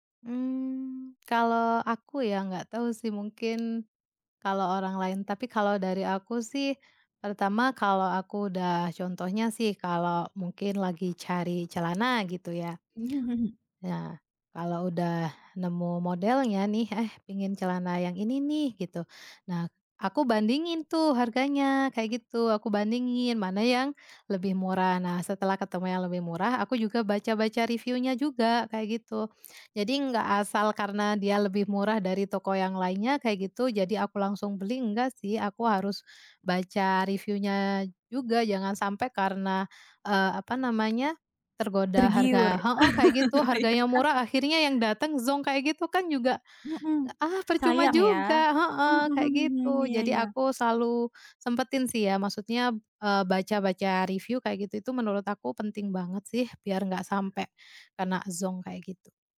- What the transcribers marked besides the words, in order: tapping; other background noise; laugh; laughing while speaking: "iya kan?"; chuckle
- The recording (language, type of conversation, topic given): Indonesian, podcast, Apa saja yang perlu dipertimbangkan sebelum berbelanja daring?